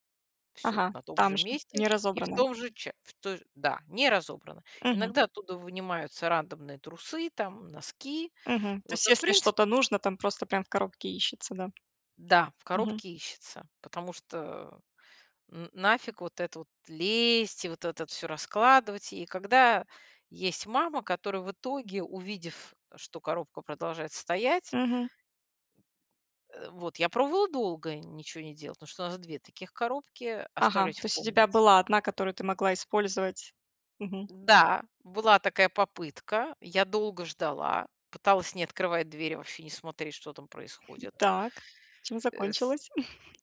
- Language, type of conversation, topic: Russian, advice, Как мне делегировать рутинные задачи другим людям без стресса?
- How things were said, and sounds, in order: tapping; grunt; chuckle